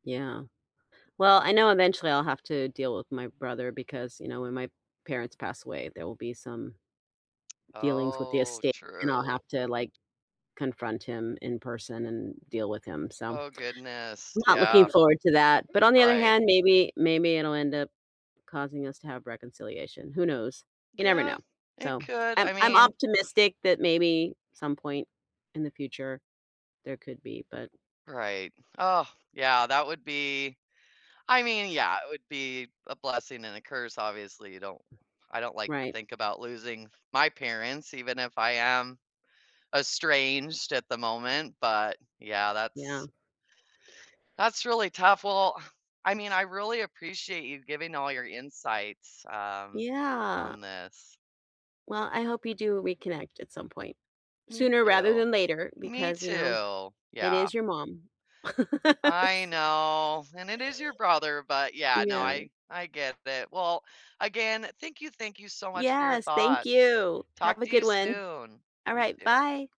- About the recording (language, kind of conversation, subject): English, unstructured, Can holding onto a memory prevent people from forgiving each other?
- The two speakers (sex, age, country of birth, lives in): female, 45-49, United States, United States; female, 55-59, United States, United States
- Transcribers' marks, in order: other background noise; tapping; laugh